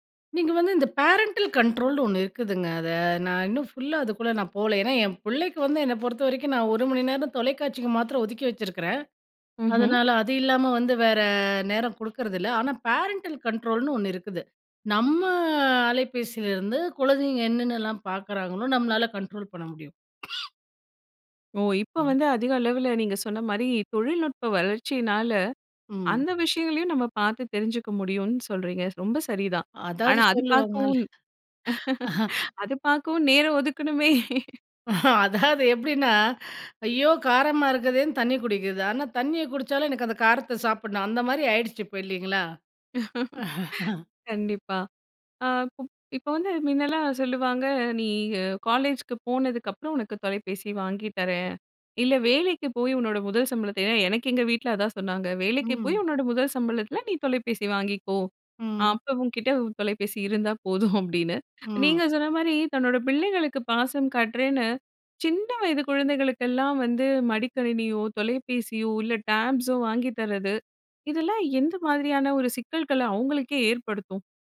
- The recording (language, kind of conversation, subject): Tamil, podcast, குழந்தைகளின் திரை நேரத்தை எப்படிக் கட்டுப்படுத்தலாம்?
- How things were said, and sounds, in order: other background noise; in English: "பேரன்டல் கண்ட்ரோல்னு"; in English: "பேரன்டல் கண்ட்ரோல்னு"; drawn out: "நம்ம"; cough; unintelligible speech; chuckle; laugh; laughing while speaking: "அது பாக்கவும் நேரம் ஒதுக்கணுமே!"; laughing while speaking: "அதாது எப்டின்னா"; inhale; laugh; other noise; laughing while speaking: "உன்கிட்ட தொலைபேசி இருந்தா போதும். அப்டின்னு"; inhale; tapping; in English: "டேப்"